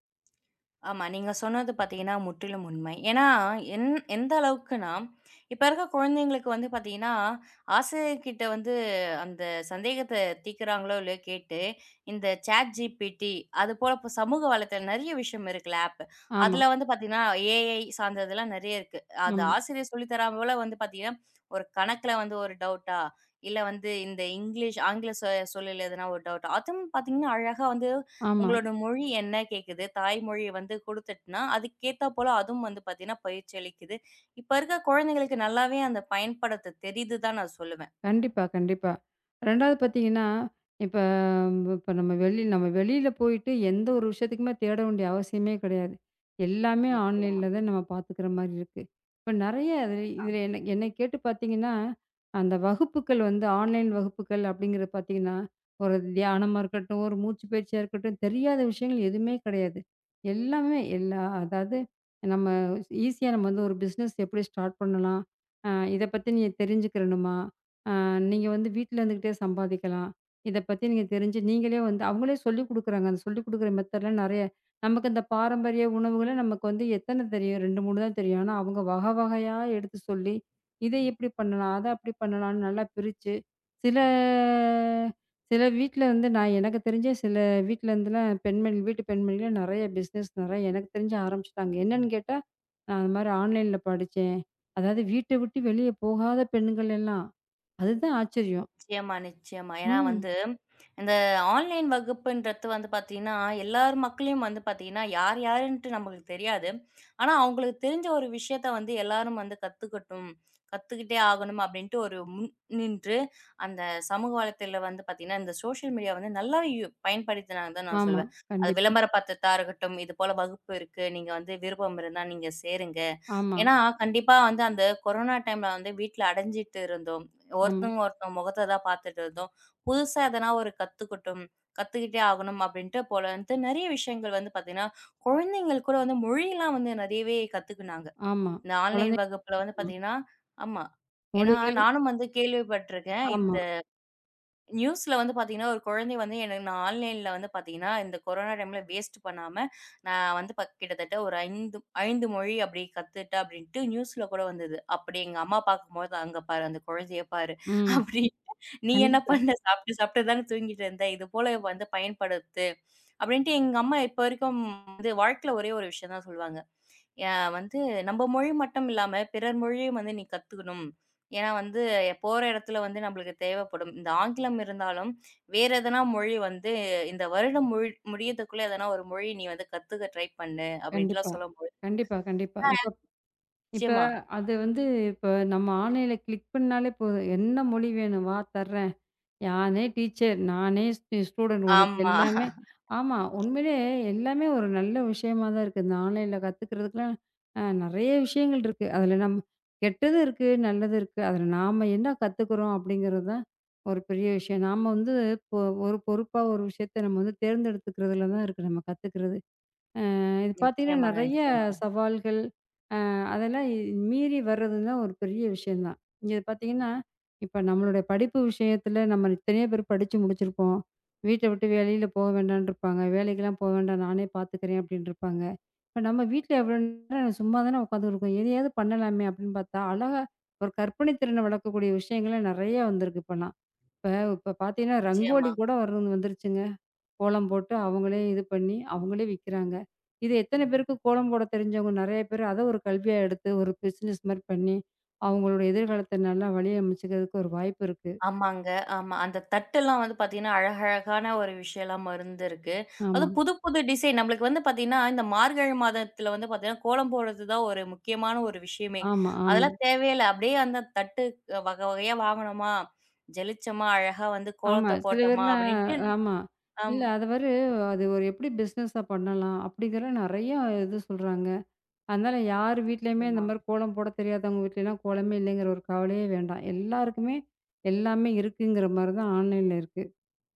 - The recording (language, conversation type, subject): Tamil, podcast, ஆன்லைன் கல்வியின் சவால்களையும் வாய்ப்புகளையும் எதிர்காலத்தில் எப்படிச் சமாளிக்கலாம்?
- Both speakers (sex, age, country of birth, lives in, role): female, 20-24, India, India, host; female, 35-39, India, India, guest
- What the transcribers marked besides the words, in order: tapping; in English: "அப்"; in English: "டவுட்டா"; in English: "டவுட்டா"; other noise; in English: "ஆன்லைன்ல"; in English: "ஆன்லைன்"; in another language: "ஈசியா"; in another language: "பிஸ்னஸ்"; in English: "ஸ்டார்ட்"; in another language: "மெதட்லாம்"; other background noise; drawn out: "சில"; in another language: "பிஸ்னெஸ்"; in another language: "ஆன்லைன்ல"; surprised: "அதாவது வீட்ட விட்டு வெளிய போகாத பெண்கள் எல்லாம். அதுதான் ஆச்சரியம்"; in English: "ஆன்லைன்"; "வலைத்தளத்தில" said as "வலைத்தில"; in English: "சோசியல் மீடியா"; in English: "கொரோனா டைம்ல"; background speech; in English: "ஆன்லைன்"; in English: "நியூஸ்ல"; in English: "ஆன்லைன்ல"; in English: "டைம் வேஸ்ட்"; chuckle; in English: "ட்ரை"; in another language: "ஆன்லைன்ல கிளிக்"; laugh; unintelligible speech; in English: "ஆன்லைன்ல"; in another language: "பிஸ்னெஸ்"; in English: "டிசைன்"; in another language: "பிஸ்னெஸ்ஸா"; in another language: "ஆன்லைன்ல"